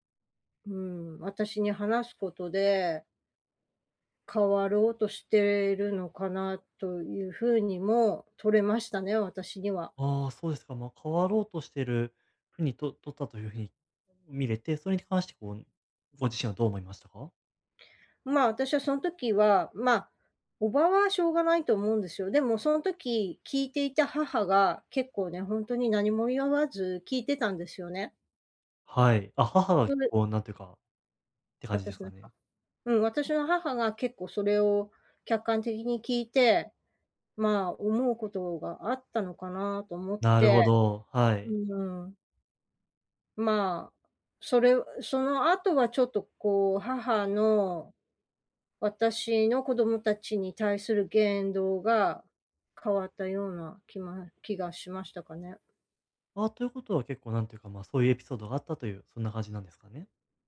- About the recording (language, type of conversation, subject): Japanese, advice, 建設的でない批判から自尊心を健全かつ効果的に守るにはどうすればよいですか？
- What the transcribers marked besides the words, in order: "言わず" said as "いわわず"